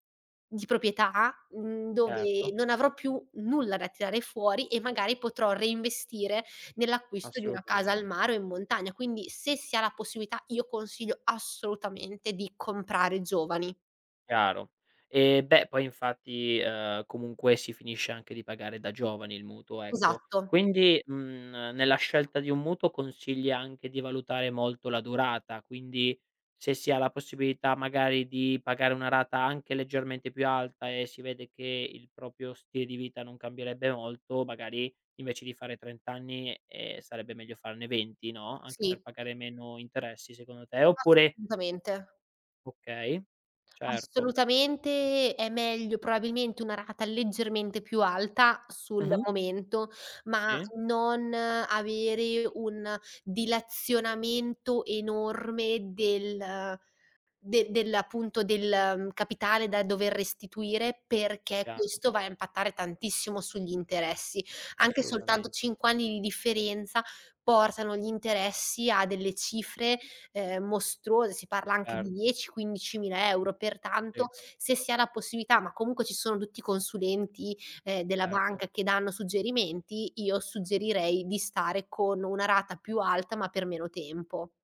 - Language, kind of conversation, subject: Italian, podcast, Come scegliere tra comprare o affittare casa?
- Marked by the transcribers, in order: "proprietà" said as "propietà"; "proprio" said as "propio"; "probabilmente" said as "proabilmente"